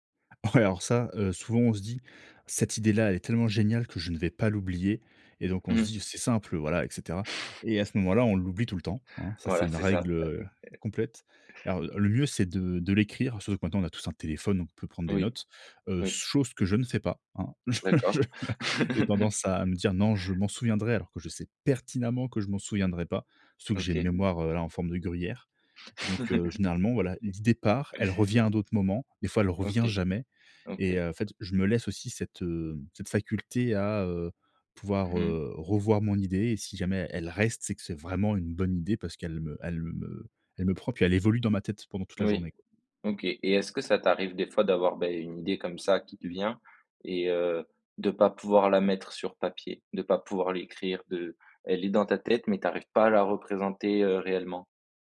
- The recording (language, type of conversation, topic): French, podcast, Processus d’exploration au démarrage d’un nouveau projet créatif
- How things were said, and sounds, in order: chuckle; chuckle; chuckle; tapping; stressed: "pertinemment"; chuckle; chuckle